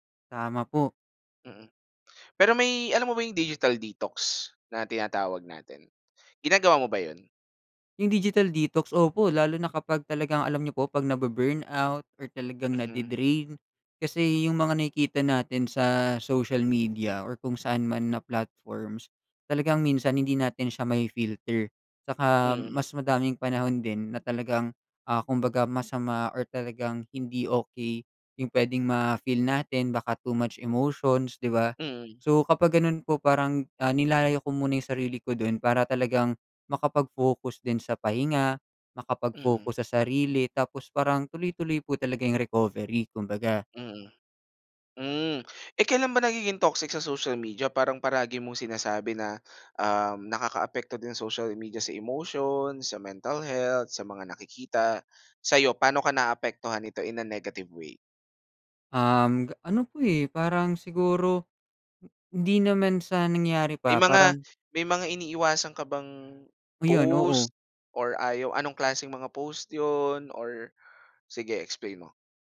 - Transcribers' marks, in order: in English: "digital detox"; in English: "too much emotions"; other background noise; "palagi" said as "paragi"; other noise
- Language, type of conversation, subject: Filipino, podcast, Ano ang papel ng midyang panlipunan sa pakiramdam mo ng pagkakaugnay sa iba?